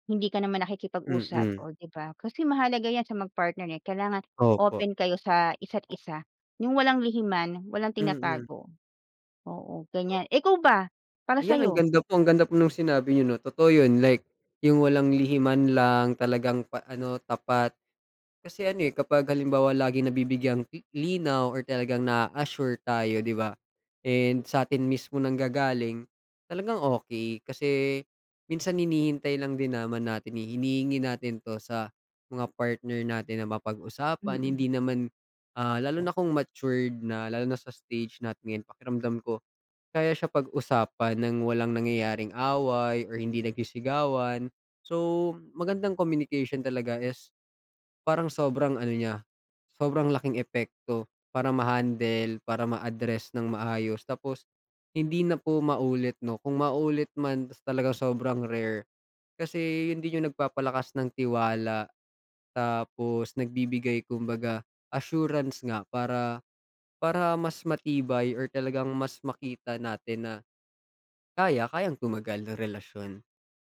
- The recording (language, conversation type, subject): Filipino, unstructured, Ano ang epekto ng labis na selos sa isang relasyon?
- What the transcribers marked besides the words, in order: other background noise